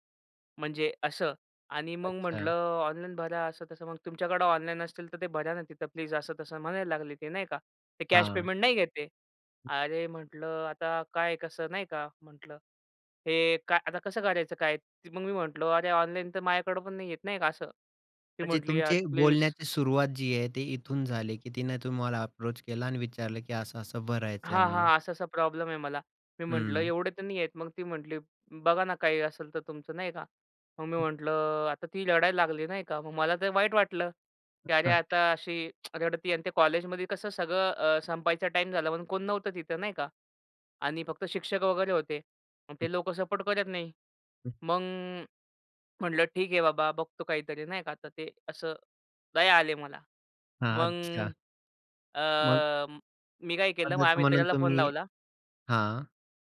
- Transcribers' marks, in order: other background noise; in English: "अप्रोच"; tsk; in English: "सपोर्ट"
- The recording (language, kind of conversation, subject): Marathi, podcast, एखाद्या अजनबीशी तुमची मैत्री कशी झाली?